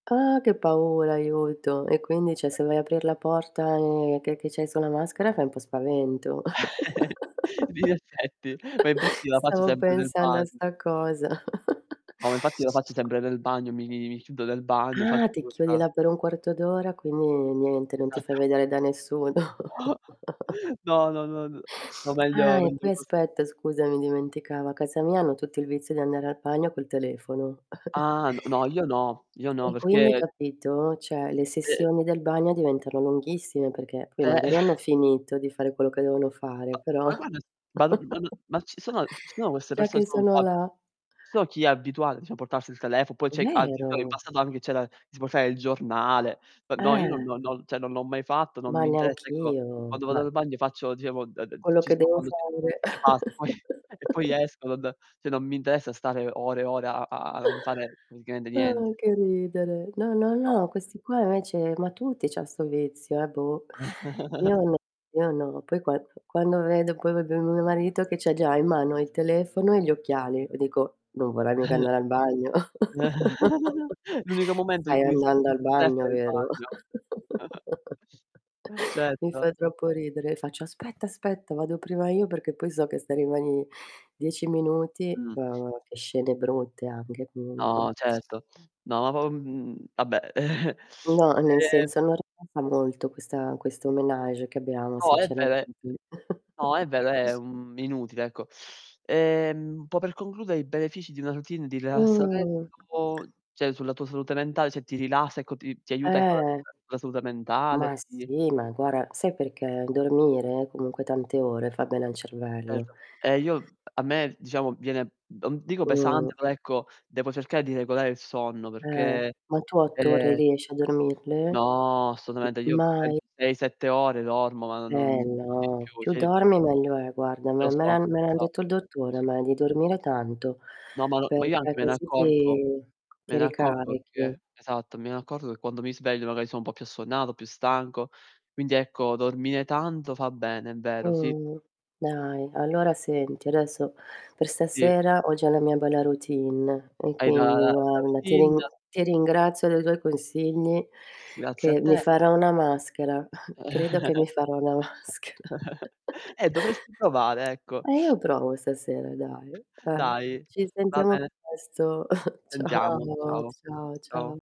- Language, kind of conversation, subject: Italian, unstructured, Qual è la tua routine ideale per rilassarti dopo una lunga giornata?
- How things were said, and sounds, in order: static; other background noise; "cioè" said as "ceh"; chuckle; laugh; chuckle; tapping; distorted speech; chuckle; laughing while speaking: "No"; chuckle; "Cioè" said as "ceh"; sigh; chuckle; "diciamo" said as "dicia"; unintelligible speech; "cioè" said as "ceh"; unintelligible speech; chuckle; "cioè" said as "ceh"; chuckle; "proprio" said as "popio"; other noise; chuckle; unintelligible speech; laugh; chuckle; unintelligible speech; chuckle; unintelligible speech; in French: "ménage"; chuckle; drawn out: "Mh"; "cioè" said as "ceh"; "guarda" said as "guara"; drawn out: "No"; "cioè" said as "ceh"; inhale; chuckle; laughing while speaking: "maschera"; chuckle